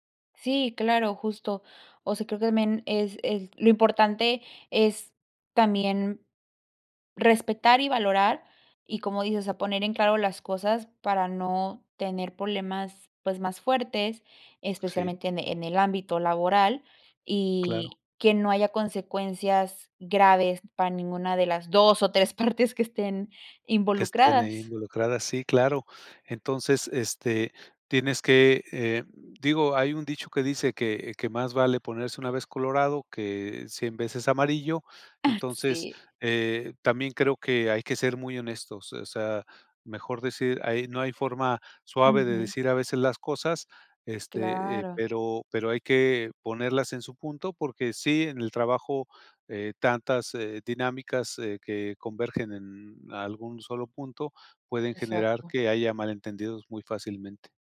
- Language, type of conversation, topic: Spanish, podcast, ¿Cómo manejas conversaciones difíciles?
- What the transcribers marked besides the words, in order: laughing while speaking: "partes que estén"; chuckle